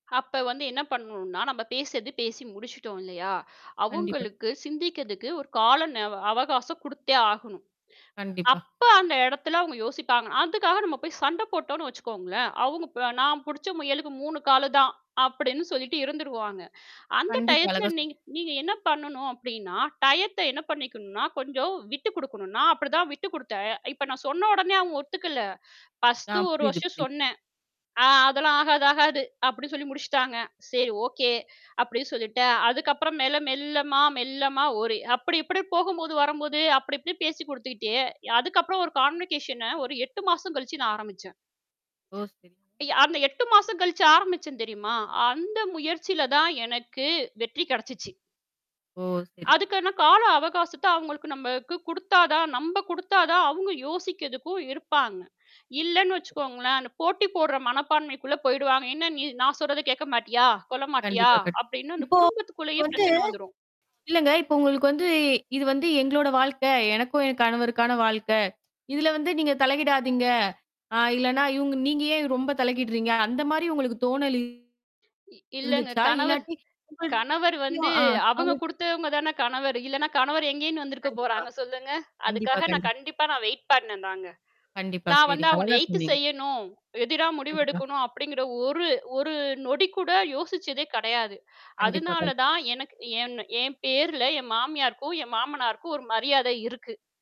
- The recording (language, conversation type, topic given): Tamil, podcast, முடிவெடுப்பதில் குடும்பம் அதிகமாகத் தலையிடும்போது, அதை நீங்கள் எப்படி சமாளிக்கிறீர்கள்?
- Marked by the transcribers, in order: mechanical hum; other background noise; static; distorted speech; in English: "கான்வெகேஷன"; "கான்வர்சேஷன" said as "கான்வெகேஷன"; other noise; drawn out: "எனக்கு"; tapping; "யோசிக்கிறதுக்கும்" said as "யோசிக்கதுக்கும்"; "தலையிடாதீங்க" said as "தலைகீடாதிங்க"; "தலையிடுறீங்க?" said as "தலைகீடுறீங்க?"; unintelligible speech; unintelligible speech; "எதுத்து" said as "எய்த்து"